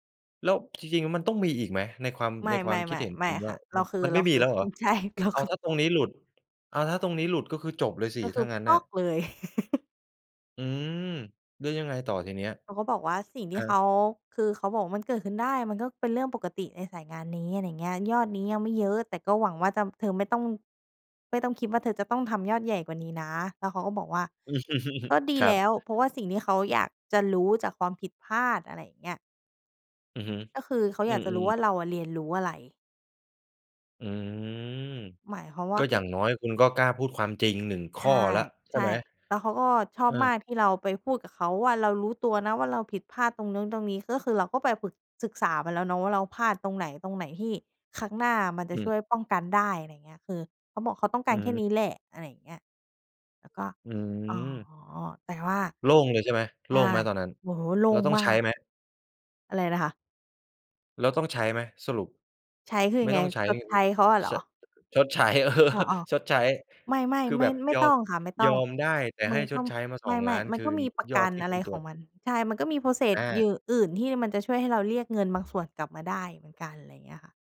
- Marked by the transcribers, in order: laughing while speaking: "ใช่ เราคือ"; other noise; chuckle; laugh; laughing while speaking: "ชดใช้"; laugh; in English: "process"; other background noise
- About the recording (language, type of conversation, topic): Thai, podcast, คุณจัดการกับความกลัวเมื่อต้องพูดความจริงอย่างไร?